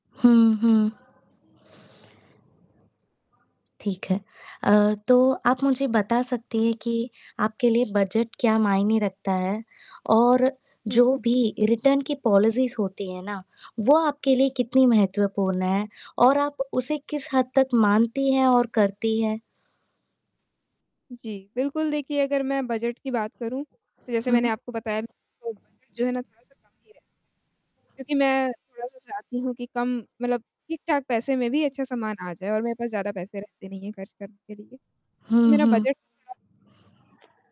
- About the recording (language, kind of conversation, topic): Hindi, advice, ऑनलाइन खरीदारी करते समय असली गुणवत्ता और अच्छी डील की पहचान कैसे करूँ?
- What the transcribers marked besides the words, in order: other background noise; in English: "रिटर्न"; in English: "पॉलिसीज़"; static; distorted speech; tapping; unintelligible speech